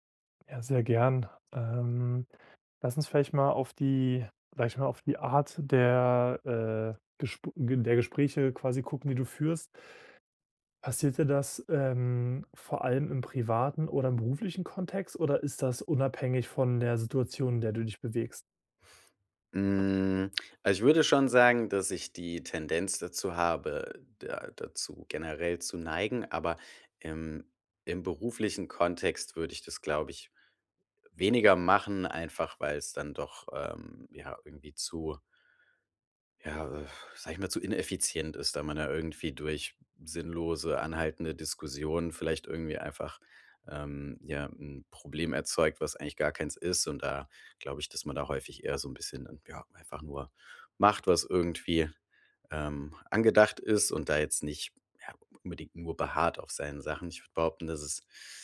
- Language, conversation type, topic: German, advice, Wann sollte ich mich gegen Kritik verteidigen und wann ist es besser, sie loszulassen?
- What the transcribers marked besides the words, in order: other background noise; other noise